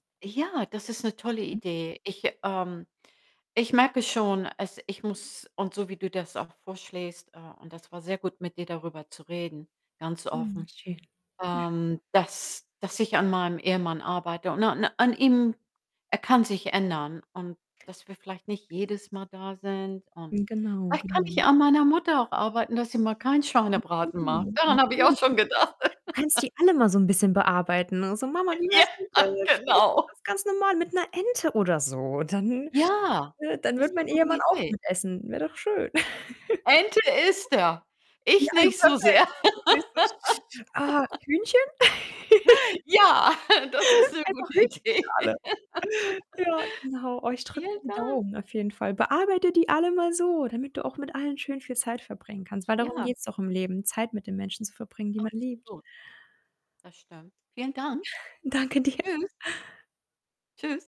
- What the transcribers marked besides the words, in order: other background noise; unintelligible speech; tapping; laugh; laughing while speaking: "Ja, genau"; unintelligible speech; chuckle; distorted speech; laugh; unintelligible speech; chuckle; laugh; laughing while speaking: "Idee"; laugh; laughing while speaking: "Danke dir"
- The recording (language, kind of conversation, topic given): German, advice, Wie erlebst du den Druck, an Familientraditionen und Feiertagen teilzunehmen?